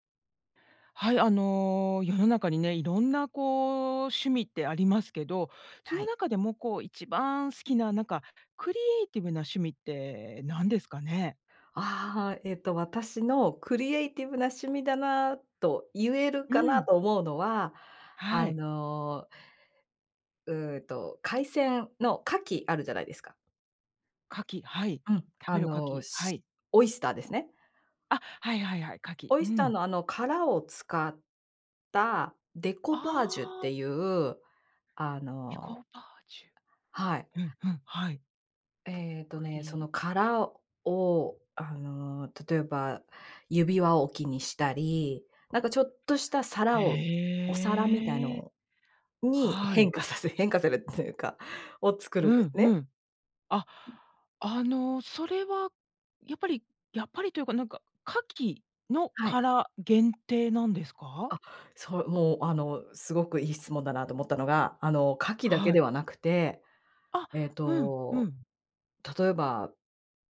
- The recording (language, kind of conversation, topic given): Japanese, podcast, あなたの一番好きな創作系の趣味は何ですか？
- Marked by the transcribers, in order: laughing while speaking: "変化させ 変化されるっていうか"; tapping